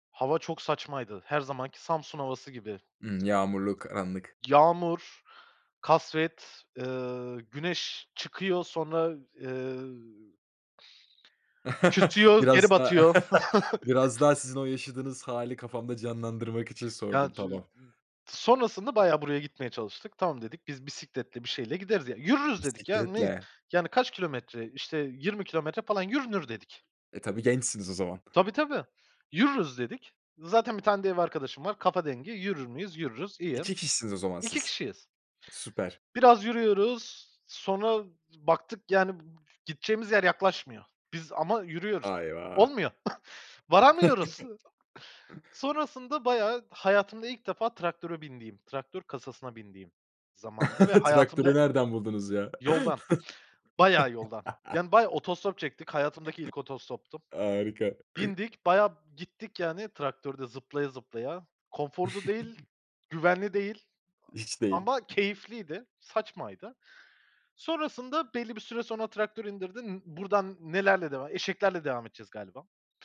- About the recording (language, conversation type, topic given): Turkish, podcast, Unutamadığın bir doğa maceranı anlatır mısın?
- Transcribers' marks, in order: other background noise; chuckle; chuckle; unintelligible speech; unintelligible speech; chuckle; chuckle; laugh; chuckle; laughing while speaking: "Harika"; chuckle; chuckle